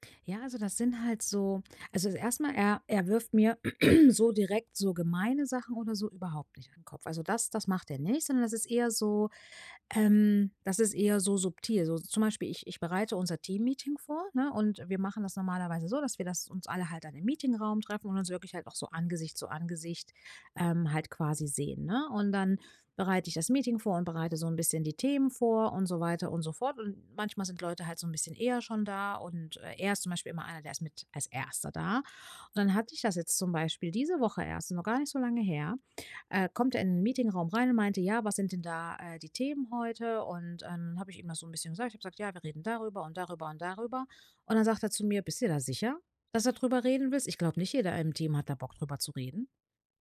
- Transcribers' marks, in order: throat clearing
- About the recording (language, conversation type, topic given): German, advice, Woran erkenne ich, ob Kritik konstruktiv oder destruktiv ist?